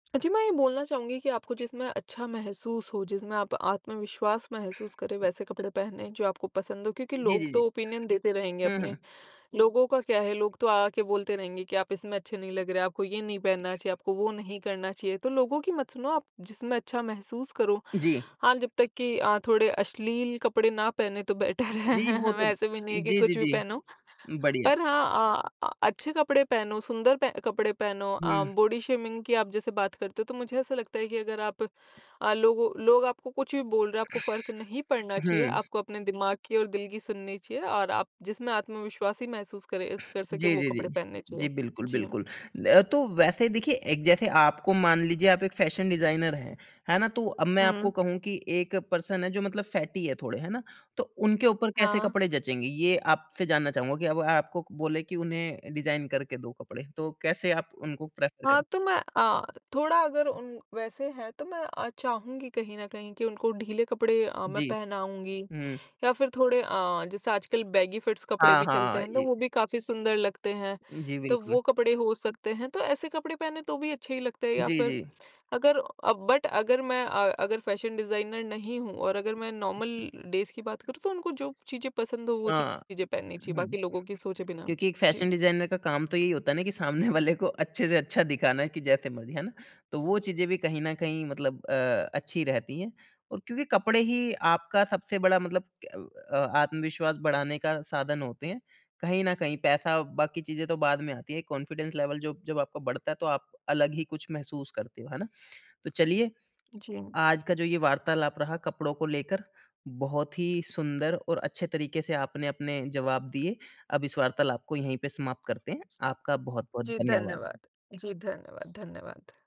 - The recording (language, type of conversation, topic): Hindi, podcast, कपड़े पहनने से आपको कितना आत्मविश्वास मिलता है?
- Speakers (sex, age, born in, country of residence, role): female, 25-29, India, India, guest; male, 30-34, India, India, host
- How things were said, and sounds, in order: tapping; in English: "ओपिनियन"; laughing while speaking: "बेटर है"; in English: "बेटर"; chuckle; other background noise; in English: "बॉडी शेमिंग"; in English: "फैशन डिज़ाइनर"; in English: "पर्सन"; in English: "फैटी"; in English: "डिज़ाइन"; in English: "प्रेफर"; in English: "बेगी फिट्स"; in English: "बट"; in English: "फैशन डिज़ाइनर"; in English: "नॉर्मल डेज़"; in English: "फैशन डिज़ाइनर"; laughing while speaking: "वाले को"; in English: "कॉन्फिडेंस लेवल"